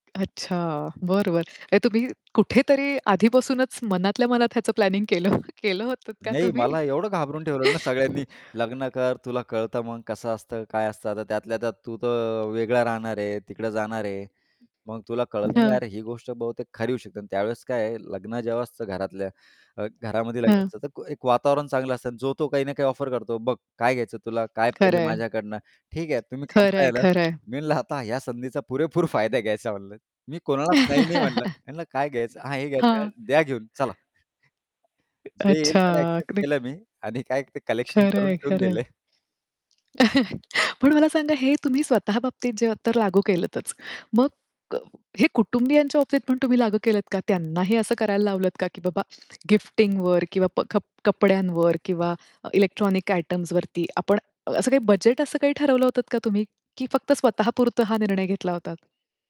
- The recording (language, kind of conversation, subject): Marathi, podcast, कमी खरेदी करण्याची सवय तुम्ही कशी लावली?
- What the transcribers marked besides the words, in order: distorted speech; static; in English: "प्लॅनिंग"; laughing while speaking: "केलं हो"; laughing while speaking: "तुम्ही?"; chuckle; other background noise; tapping; mechanical hum; laughing while speaking: "पुरेपूर फायदा घ्यायचा"; laugh; chuckle; chuckle; laughing while speaking: "दिले"